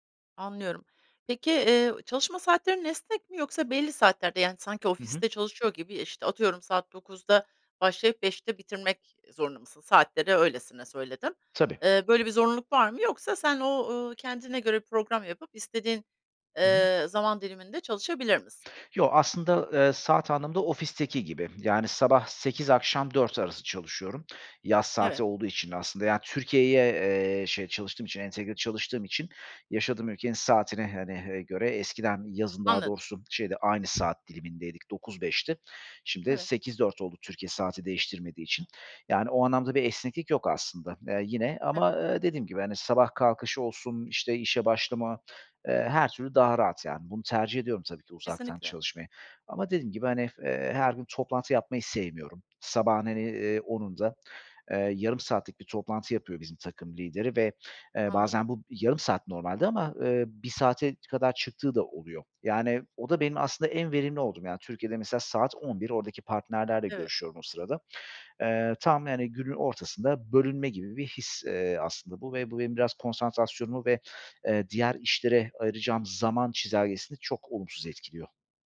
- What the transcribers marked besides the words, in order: unintelligible speech; other background noise
- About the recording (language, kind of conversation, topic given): Turkish, advice, Uzaktan çalışmaya başlayınca zaman yönetimi ve iş-özel hayat sınırlarına nasıl uyum sağlıyorsunuz?
- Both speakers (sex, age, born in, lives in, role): female, 50-54, Italy, United States, advisor; male, 35-39, Turkey, Greece, user